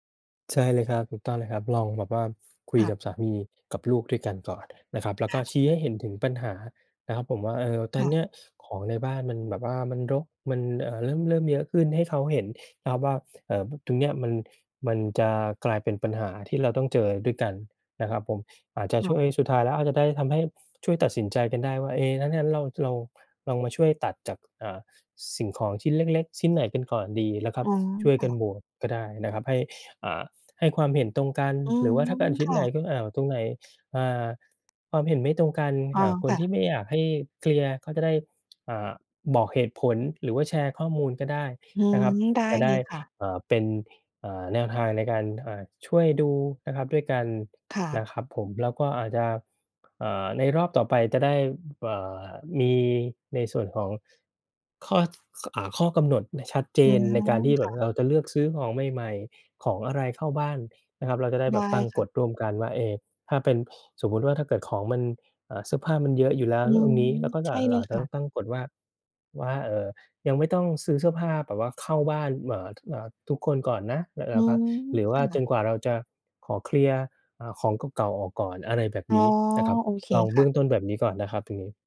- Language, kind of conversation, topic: Thai, advice, อยากจัดบ้านให้ของน้อยลงแต่กลัวเสียดายเวลาต้องทิ้งของ ควรทำอย่างไร?
- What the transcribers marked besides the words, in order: other background noise